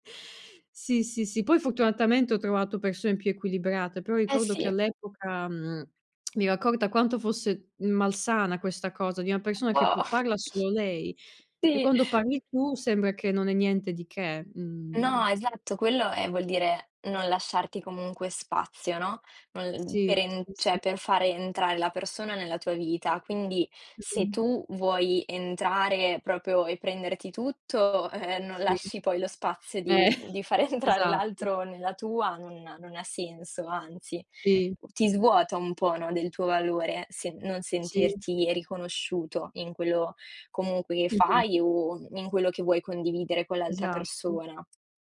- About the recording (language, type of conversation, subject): Italian, unstructured, Qual è la qualità che apprezzi di più negli amici?
- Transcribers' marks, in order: unintelligible speech; "cioè" said as "ceh"; laughing while speaking: "Eh"; tapping